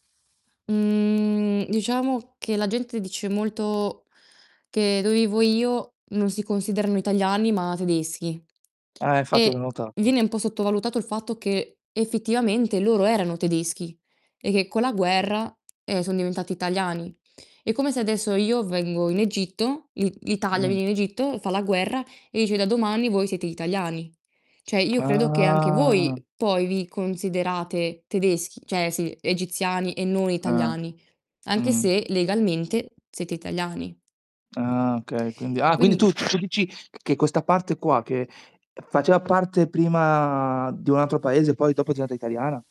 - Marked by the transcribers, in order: static; distorted speech; tapping; "Cioè" said as "ceh"; drawn out: "Ah"; bird; "cioè" said as "ceh"; other background noise; drawn out: "prima"
- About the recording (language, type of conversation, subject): Italian, unstructured, Che cosa ti rende orgoglioso del tuo paese?